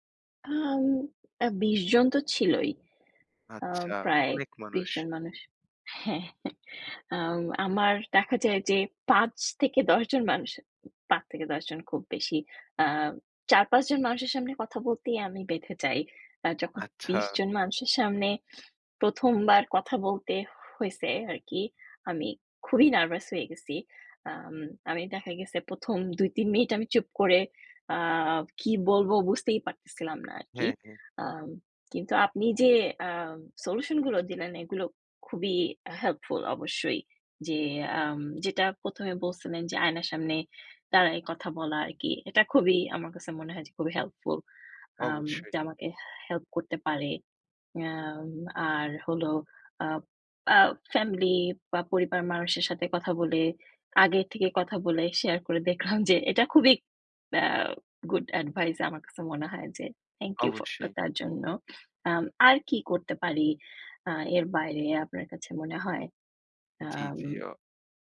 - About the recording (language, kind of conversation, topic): Bengali, advice, উপস্থাপনার সময় ভয় ও উত্তেজনা কীভাবে কমিয়ে আত্মবিশ্বাস বাড়াতে পারি?
- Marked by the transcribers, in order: other background noise; laughing while speaking: "হ্যাঁ"; tapping; laughing while speaking: "দেখলাম যে"; unintelligible speech